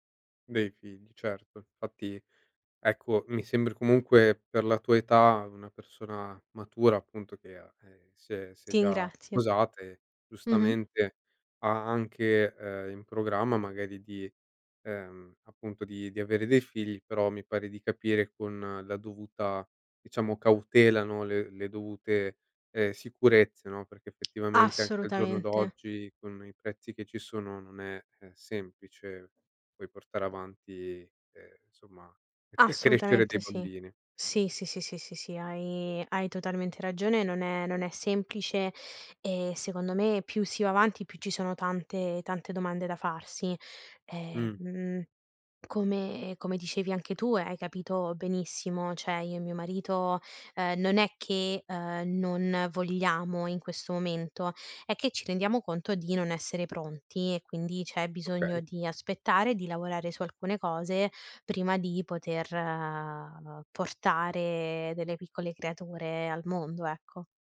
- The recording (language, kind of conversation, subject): Italian, podcast, Come scegliere se avere figli oppure no?
- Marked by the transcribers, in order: "Infatti" said as "nfatti"; tapping; other background noise; "cioè" said as "ceh"